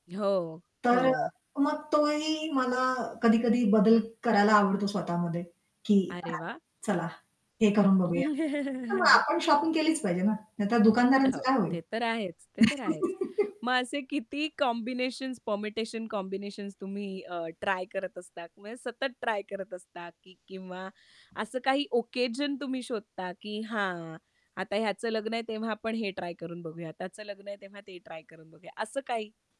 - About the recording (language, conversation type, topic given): Marathi, podcast, कपड्यांमुळे तुमचा मूड बदलतो का?
- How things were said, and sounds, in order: static; other background noise; laugh; in English: "शॉपिंग"; tapping; in English: "कॉम्बिनेशन्स, परमिटेशन-कॉम्बिनेशन्स"; chuckle; in English: "ऑकेजन"